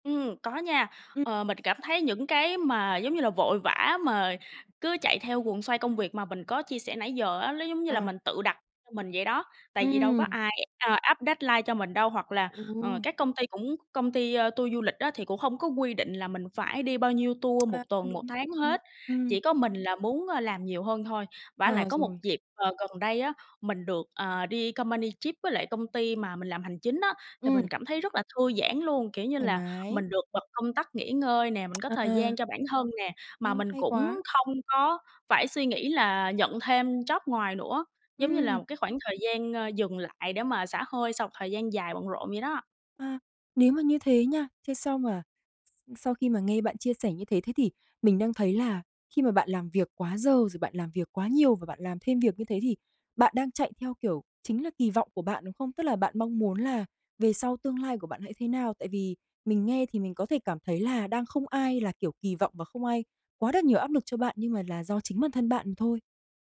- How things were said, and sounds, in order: in English: "deadline"; tsk; tapping; in English: "company trip"; tsk; in English: "job"
- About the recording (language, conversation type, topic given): Vietnamese, advice, Tại sao tôi lại cảm thấy tội lỗi khi nghỉ ngơi thay vì làm thêm việc?